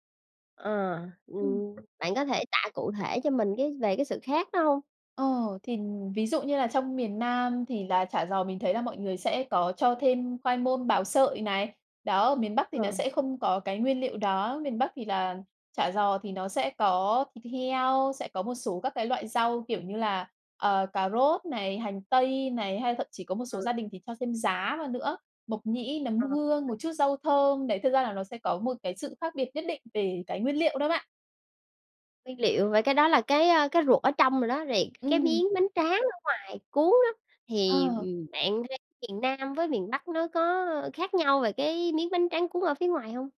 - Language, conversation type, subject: Vietnamese, podcast, Món ăn giúp bạn giữ kết nối với người thân ở xa như thế nào?
- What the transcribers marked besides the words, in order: tapping